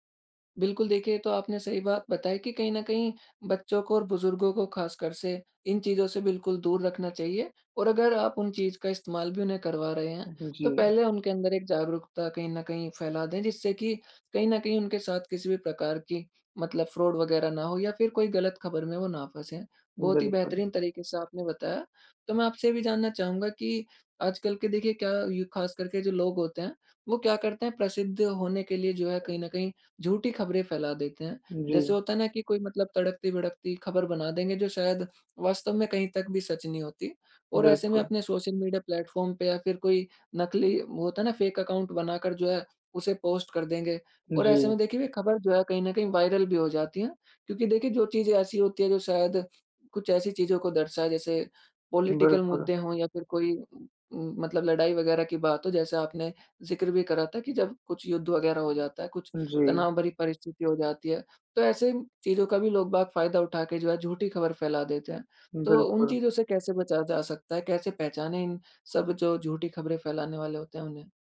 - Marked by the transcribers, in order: in English: "फ्रॉड"; in English: "फेक अकाउंट"; in English: "वायरल"; in English: "पॉलिटिकल"
- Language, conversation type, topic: Hindi, podcast, ऑनलाइन खबरों की सच्चाई आप कैसे जाँचते हैं?